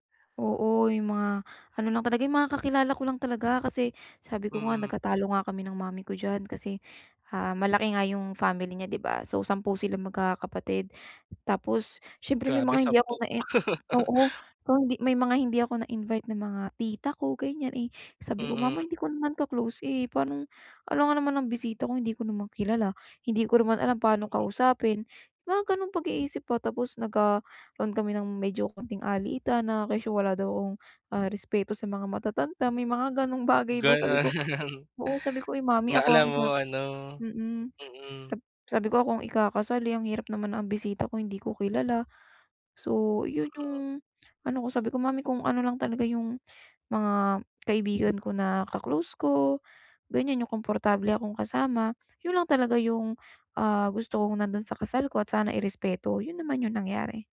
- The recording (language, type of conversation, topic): Filipino, advice, Bakit palagi akong pagod pagkatapos ng mga pagtitipong panlipunan?
- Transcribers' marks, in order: chuckle; laughing while speaking: "Gano'n"; wind